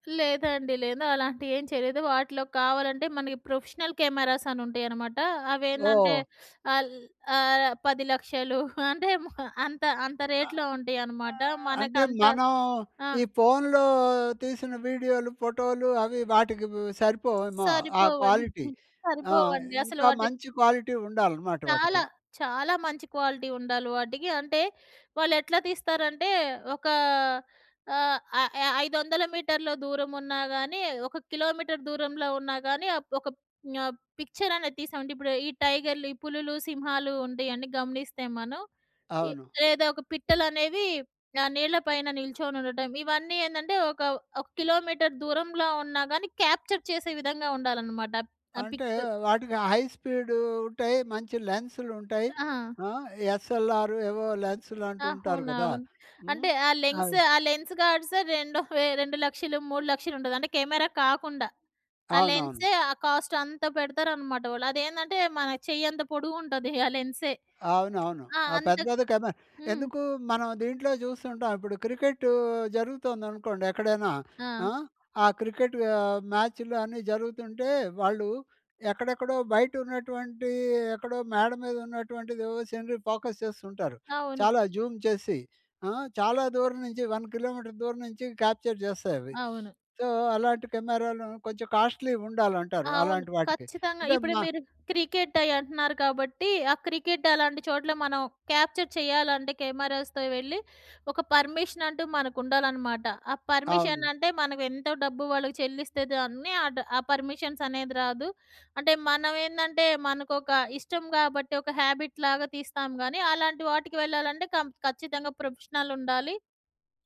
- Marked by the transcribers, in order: in English: "ప్రొఫెషనల్ కెమెరాస్"; in English: "రేట్‌లో"; in English: "క్వాలిటీ"; chuckle; in English: "క్వాలిటీ"; in English: "క్వాలిటీ"; other noise; in English: "పిక్చర్"; in English: "క్యాప్చర్"; in English: "పిక్స్"; in English: "హైస్పీడ్"; in English: "ఎస్ఎల్ఆర్"; in English: "లెన్స్"; in English: "లెన్స్ గార్డ్స్"; in English: "కెమెరా"; in English: "కాస్ట్"; other background noise; in English: "సీనరీ ఫోకస్"; in English: "వన్ కిలోమీటర్"; in English: "క్యాప్చర్"; sniff; in English: "సో"; in English: "కాస్ట్‌లీ"; in English: "క్యాప్చర్"; in English: "కెమెరాస్‌తో"; in English: "పర్మిషన్"; in English: "పర్మిషన్"; in English: "పర్మిషన్స్"; in English: "హ్యాబిట్"; in English: "ప్రొఫెషనల్"
- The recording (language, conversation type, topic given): Telugu, podcast, ఫోన్‌తో మంచి వీడియోలు ఎలా తీసుకోవచ్చు?